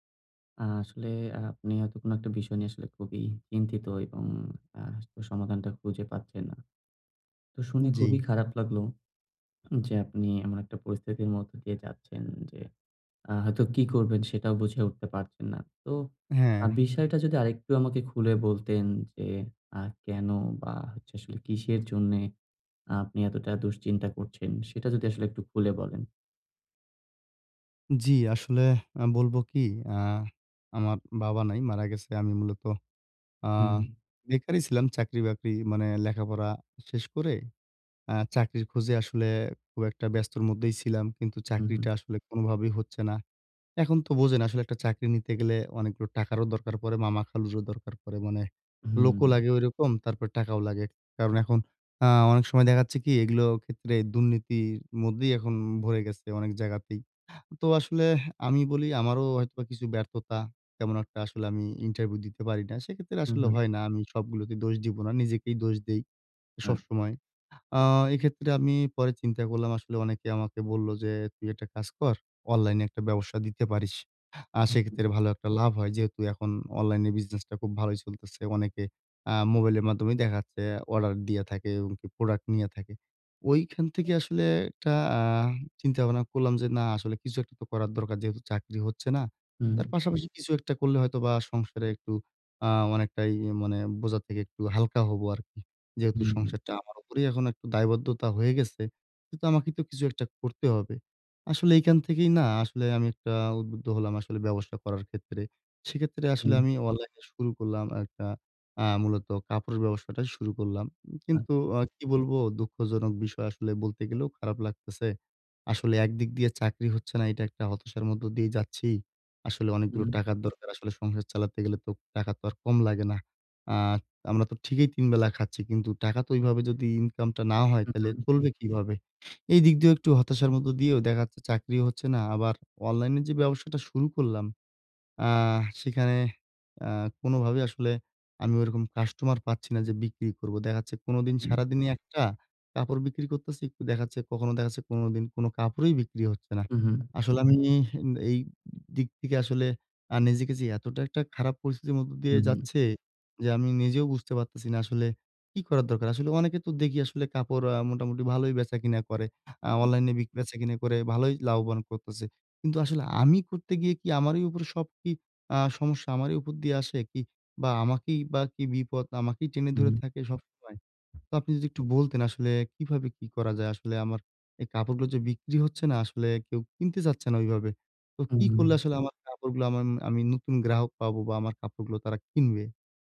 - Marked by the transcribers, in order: tapping; "বোঝেন" said as "বোজেন"; "ইন্টারভিউ" said as "ইন্টারভু"; "একটা" said as "এটটা"; "মাধ্যমে" said as "মাদ্দমে"; "বোঝার" said as "বোজার"; other background noise; "মধ্য" said as "মদ্য"; "একটু" said as "ইকটু"
- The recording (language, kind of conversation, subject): Bengali, advice, আমি কীভাবে দ্রুত নতুন গ্রাহক আকর্ষণ করতে পারি?